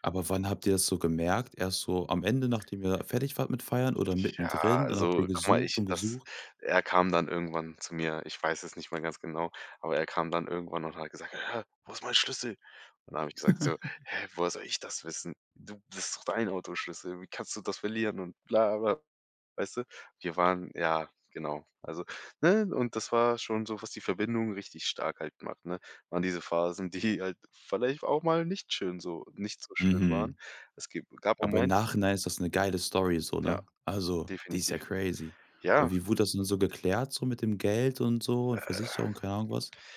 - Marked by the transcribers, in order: put-on voice: "Hä, wo ist mein Schlüssel?"; chuckle; put-on voice: "Hä, woher soll ich das … du das verlieren"; laughing while speaking: "die"; in English: "crazy"
- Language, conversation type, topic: German, podcast, Welche Freundschaft ist mit den Jahren stärker geworden?